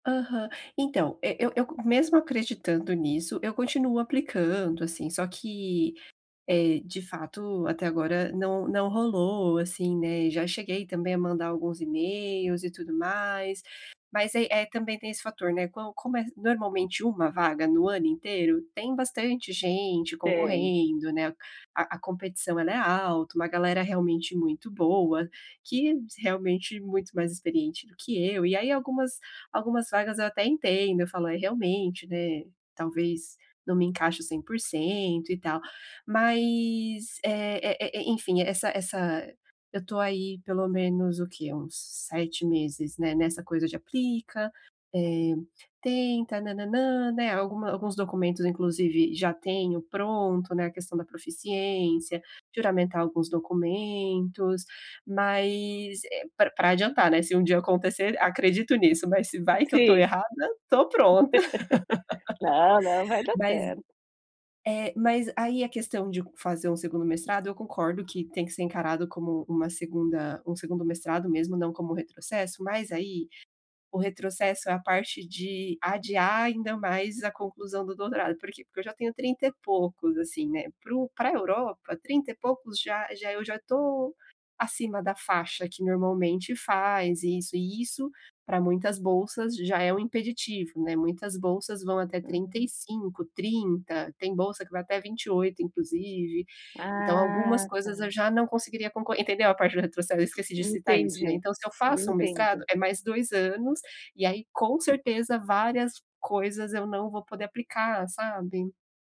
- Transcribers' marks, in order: tapping; laugh; laugh
- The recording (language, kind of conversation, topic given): Portuguese, advice, Como posso voltar a me motivar depois de um retrocesso que quebrou minha rotina?